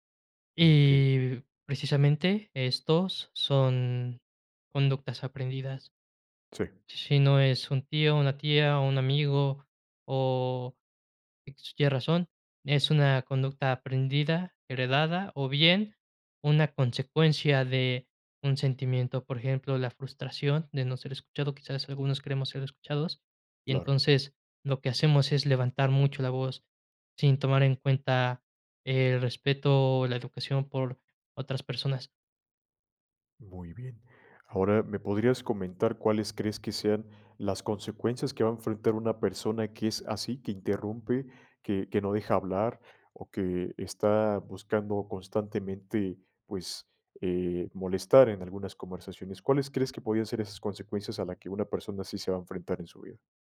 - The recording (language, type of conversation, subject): Spanish, podcast, ¿Cómo lidias con alguien que te interrumpe constantemente?
- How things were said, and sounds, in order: none